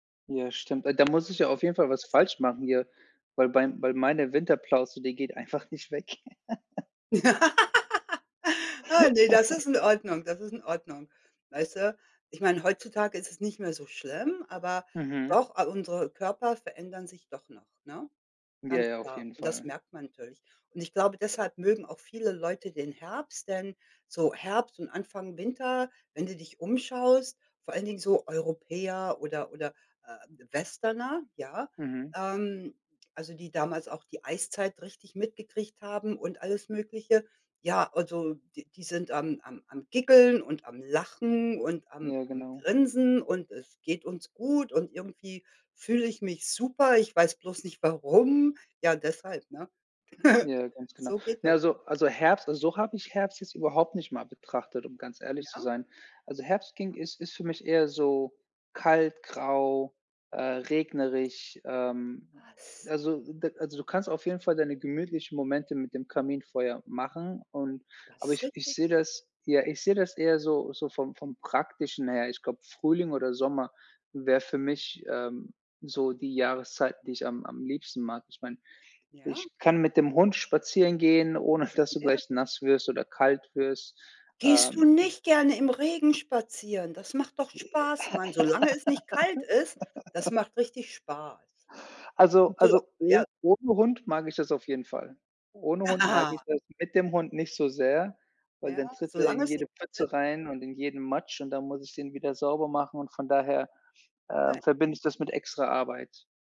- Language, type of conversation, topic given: German, unstructured, Welche Jahreszeit magst du am liebsten und warum?
- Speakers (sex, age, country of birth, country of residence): female, 55-59, Germany, United States; male, 40-44, Germany, United States
- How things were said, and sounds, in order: tapping; other background noise; laughing while speaking: "nicht weg"; laugh; laugh; giggle; unintelligible speech; laughing while speaking: "ohne"; surprised: "Gehst du nicht gerne im Regen spazieren?"; laugh; laugh; unintelligible speech